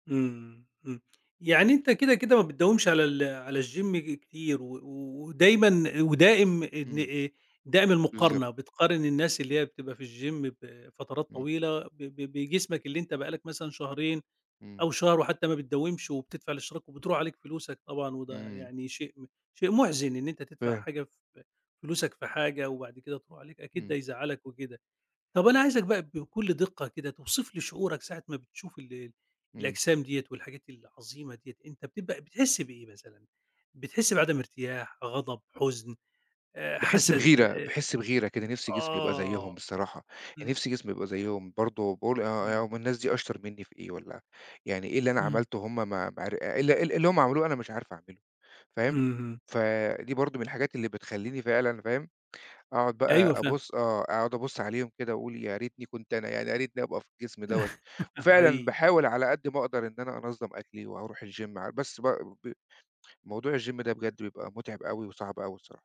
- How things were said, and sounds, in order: in English: "الgym"; in English: "الgym"; laugh; in English: "الgym"; in English: "الgym"
- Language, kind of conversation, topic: Arabic, advice, إزّاي بتوصف/ي قلقك من إنك تقارن/ي جسمك بالناس على السوشيال ميديا؟